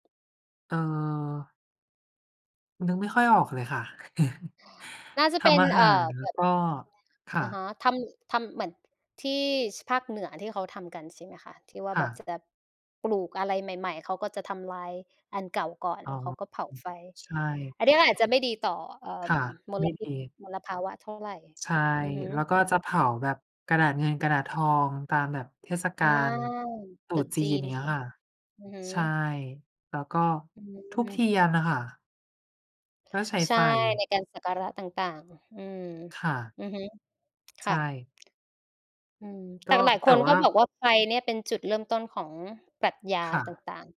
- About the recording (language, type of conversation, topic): Thai, unstructured, ทำไมการค้นพบไฟจึงเป็นจุดเปลี่ยนสำคัญในประวัติศาสตร์มนุษย์?
- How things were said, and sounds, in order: chuckle; background speech; other background noise